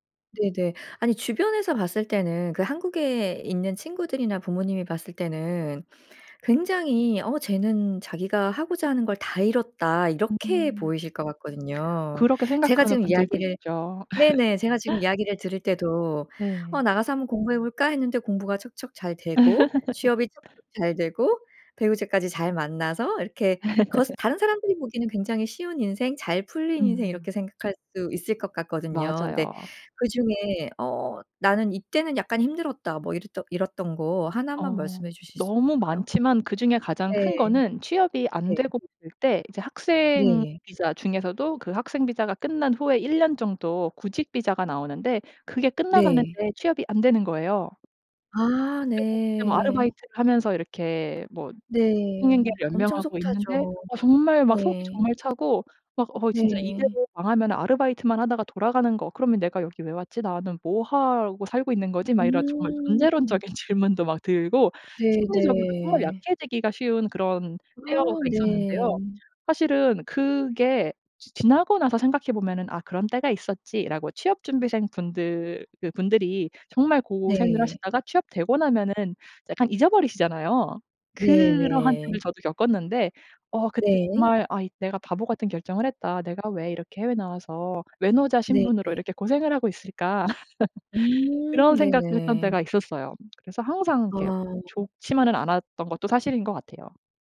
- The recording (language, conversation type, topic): Korean, podcast, 한 번의 용기가 중요한 변화를 만든 적이 있나요?
- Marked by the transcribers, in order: laugh; laugh; laugh; other background noise; tapping; laugh